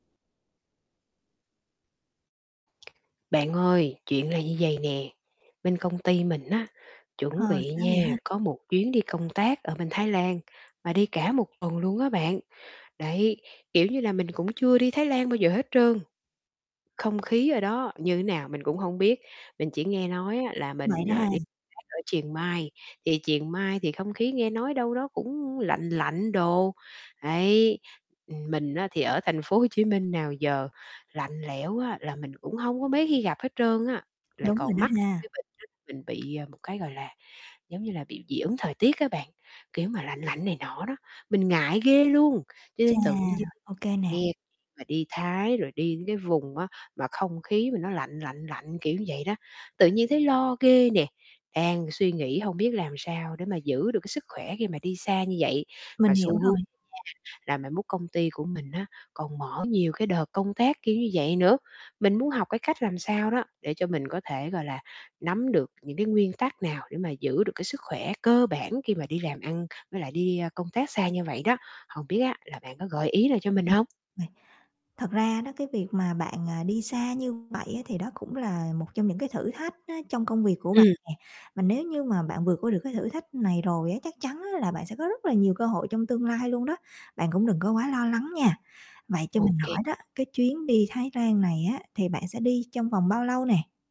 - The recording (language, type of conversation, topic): Vietnamese, advice, Làm thế nào để giữ sức khỏe khi đi xa?
- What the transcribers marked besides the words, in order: tapping; distorted speech; other background noise; "như" said as "ưn"